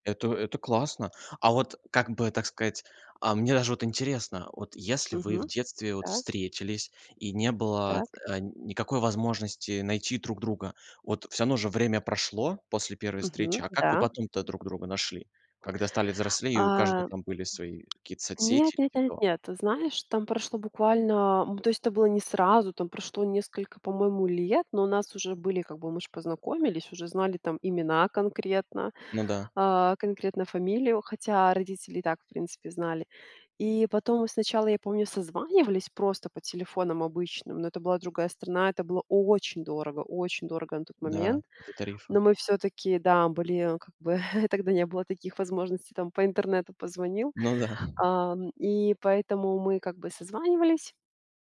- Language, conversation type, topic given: Russian, podcast, Расскажите о моменте, когда вас неожиданно нашли?
- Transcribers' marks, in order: tapping; chuckle; chuckle